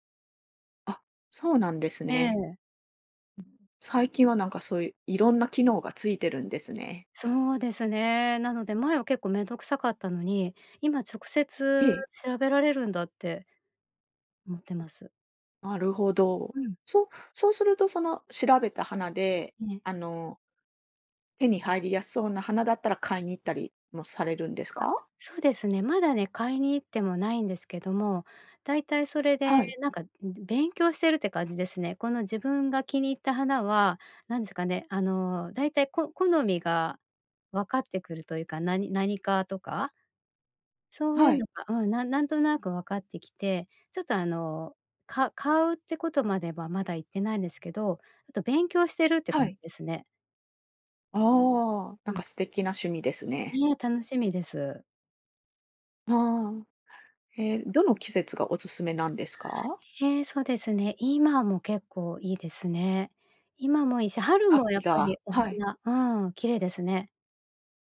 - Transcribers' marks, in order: other noise
- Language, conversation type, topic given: Japanese, podcast, 散歩中に見つけてうれしいものは、どんなものが多いですか？